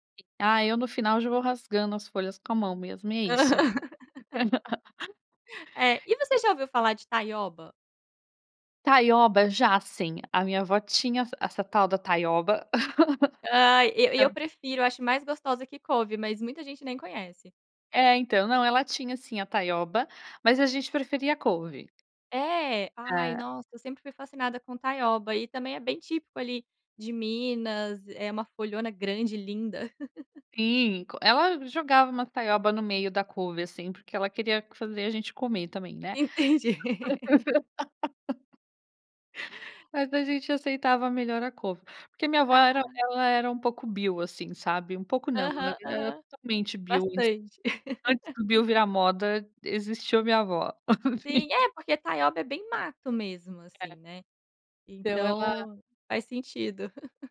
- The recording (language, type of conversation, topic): Portuguese, podcast, Que comidas da infância ainda fazem parte da sua vida?
- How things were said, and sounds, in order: laugh; chuckle; chuckle; chuckle; laugh; laugh; chuckle; chuckle